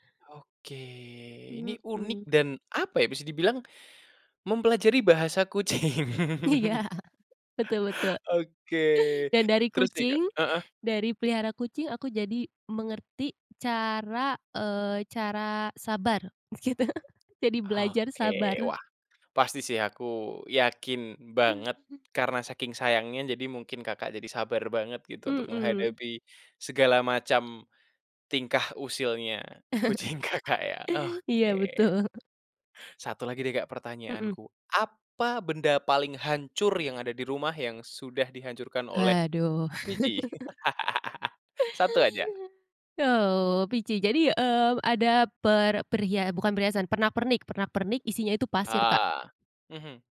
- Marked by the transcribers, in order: laughing while speaking: "kucing"; laughing while speaking: "Iya, betul betul"; chuckle; other background noise; laughing while speaking: "gitu. Jadi belajar sabar"; tapping; chuckle; laughing while speaking: "Iya betul"; laughing while speaking: "kucing Kakak ya"; chuckle; laugh
- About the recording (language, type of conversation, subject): Indonesian, podcast, Apa kenangan terbaikmu saat memelihara hewan peliharaan pertamamu?